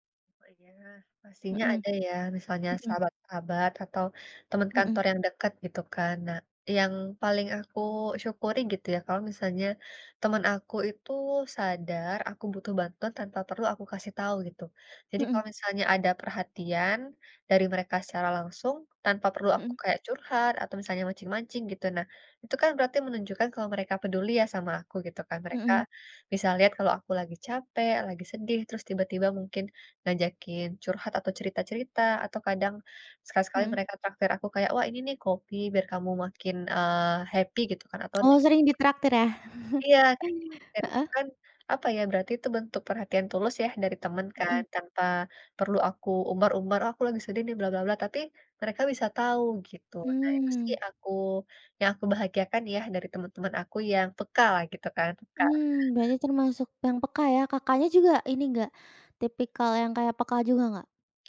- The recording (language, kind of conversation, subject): Indonesian, podcast, Hal kecil apa yang bikin kamu bersyukur tiap hari?
- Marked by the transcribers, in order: in English: "happy"; tapping; chuckle; other background noise